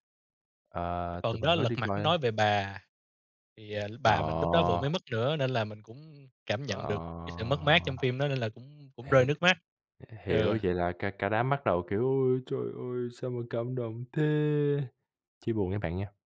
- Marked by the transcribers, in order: other background noise; drawn out: "À!"; put-on voice: "Ôi trời ơi! Sao mà cảm động thế!"
- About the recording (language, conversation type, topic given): Vietnamese, unstructured, Bạn có kỷ niệm vui nào khi xem phim cùng bạn bè không?